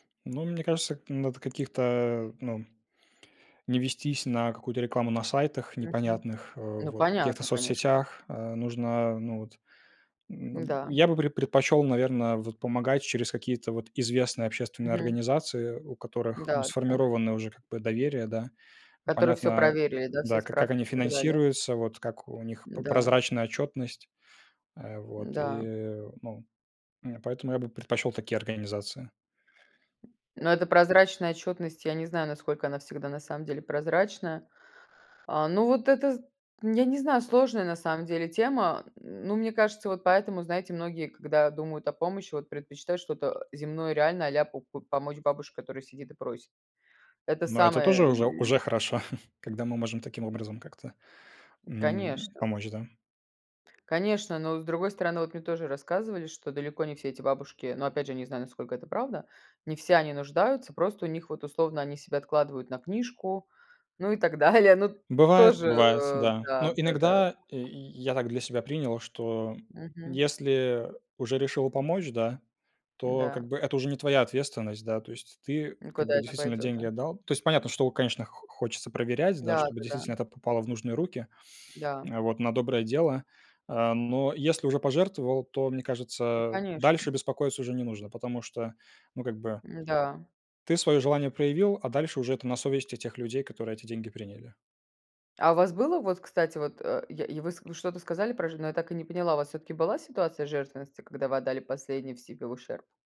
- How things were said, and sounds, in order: chuckle; laughing while speaking: "ну и так далее"; tapping
- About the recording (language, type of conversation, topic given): Russian, unstructured, Что вы чувствуете, когда помогаете другим?